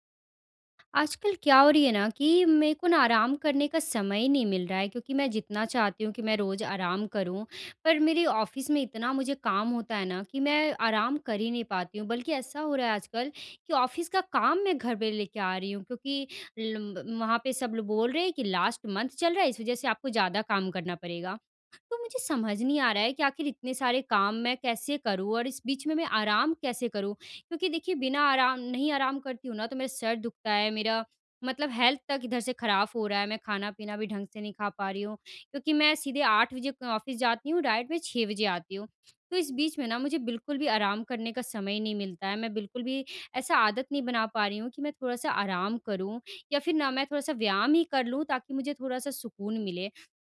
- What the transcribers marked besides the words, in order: in English: "ऑफ़िस"; in English: "ऑफ़िस"; in English: "लास्ट मंथ"; in English: "हेल्थ"; "खराब" said as "खराफ़"; in English: "ऑफ़िस"; in English: "डायरेक्ट"
- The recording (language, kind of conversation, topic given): Hindi, advice, मैं रोज़ाना आराम के लिए समय कैसे निकालूँ और इसे आदत कैसे बनाऊँ?